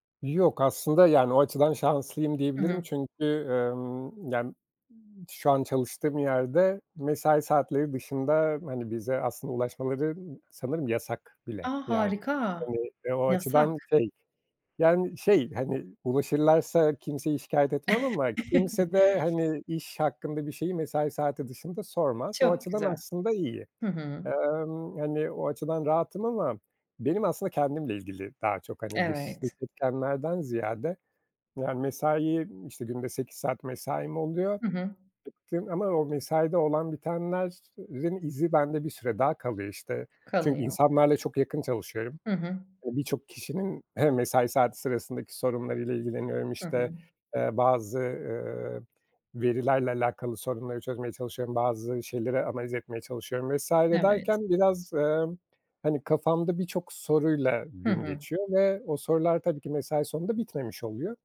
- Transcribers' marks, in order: chuckle; unintelligible speech; other background noise; unintelligible speech
- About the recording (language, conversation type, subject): Turkish, podcast, İş-yaşam dengesini korumak için neler yapıyorsun?